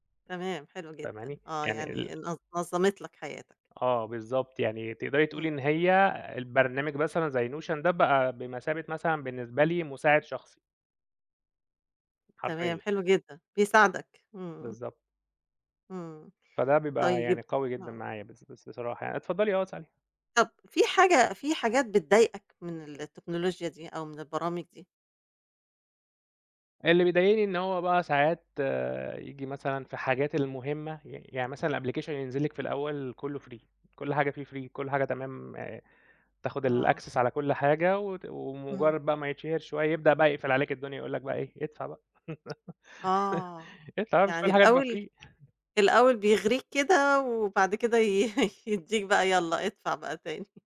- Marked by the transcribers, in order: tapping; in English: "الapplication"; in English: "free"; in English: "free"; in English: "الaccess"; laugh; in English: "free"; chuckle
- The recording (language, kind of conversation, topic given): Arabic, podcast, إزاي التكنولوجيا غيّرت روتينك اليومي؟
- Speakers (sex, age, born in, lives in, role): female, 65-69, Egypt, Egypt, host; male, 30-34, Egypt, Egypt, guest